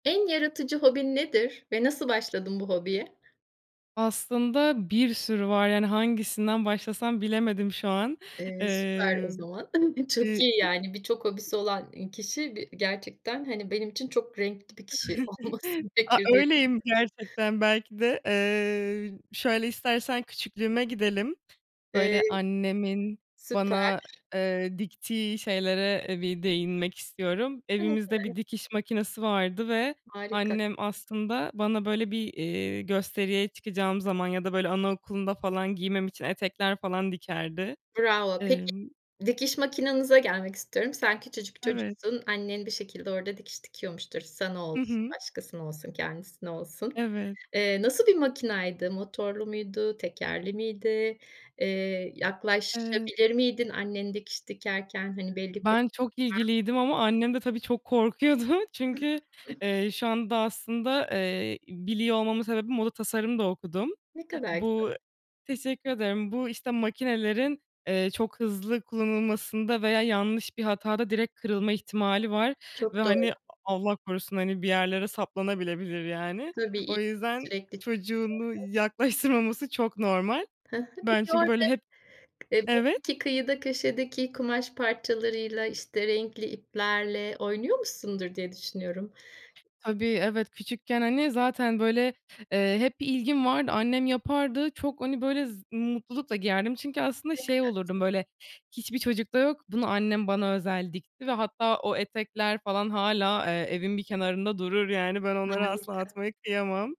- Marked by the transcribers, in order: chuckle; other background noise; other noise; chuckle; laughing while speaking: "olması gerekir diye"; unintelligible speech; unintelligible speech; unintelligible speech; laughing while speaking: "korkuyordu"; unintelligible speech; tapping; laughing while speaking: "yaklaştırmaması"
- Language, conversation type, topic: Turkish, podcast, En yaratıcı hobin nedir ve buna nasıl başladın?